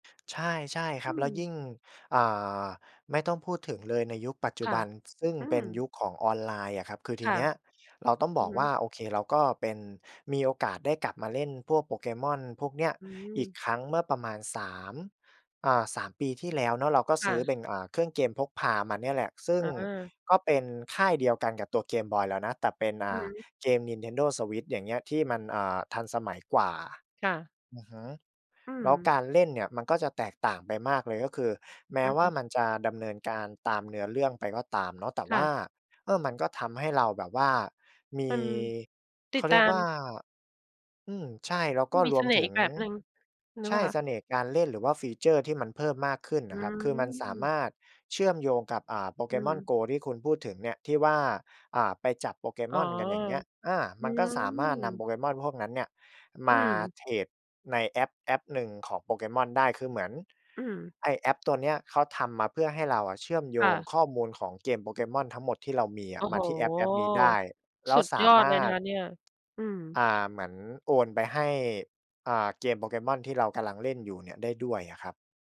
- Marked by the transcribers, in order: in English: "ฟีเชอร์"
- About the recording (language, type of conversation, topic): Thai, podcast, ของเล่นชิ้นไหนที่คุณยังจำได้แม่นที่สุด และทำไมถึงประทับใจจนจำไม่ลืม?